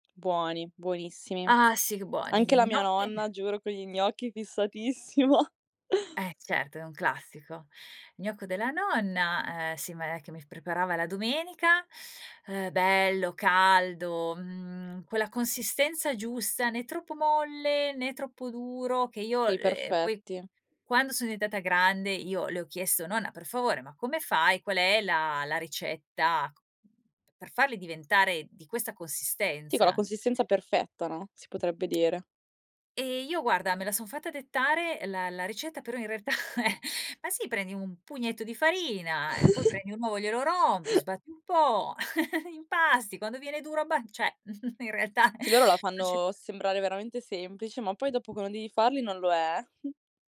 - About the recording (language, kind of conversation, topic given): Italian, podcast, Quale sapore ti fa pensare a tua nonna?
- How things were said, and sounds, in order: laughing while speaking: "fissatissima"; other background noise; laughing while speaking: "realtà eh"; chuckle; chuckle; background speech; chuckle; chuckle; chuckle; "cioè" said as "ceh"; tapping; chuckle